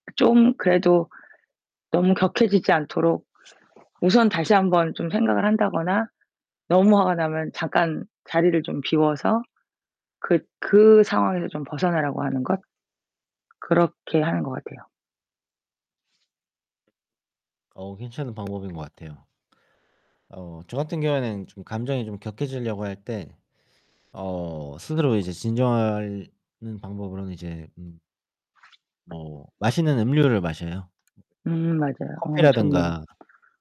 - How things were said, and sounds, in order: other background noise; tapping; other noise; distorted speech
- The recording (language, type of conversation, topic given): Korean, unstructured, 갈등 상황에서 감정을 어떻게 조절하면 좋을까요?